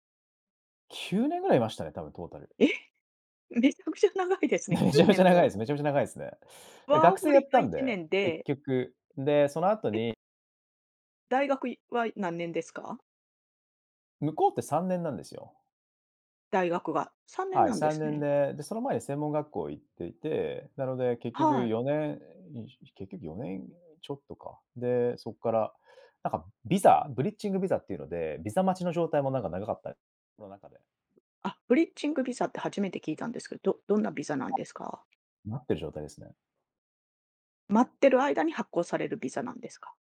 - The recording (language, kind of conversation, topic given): Japanese, podcast, 新しい文化に馴染むとき、何を一番大切にしますか？
- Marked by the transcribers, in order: laughing while speaking: "ね。めちゃめちゃ長いです"; tapping; in English: "ブリッジングビザ"; in English: "ブリッチングビザ"; "ブリッジングビザ" said as "ブリッチングビザ"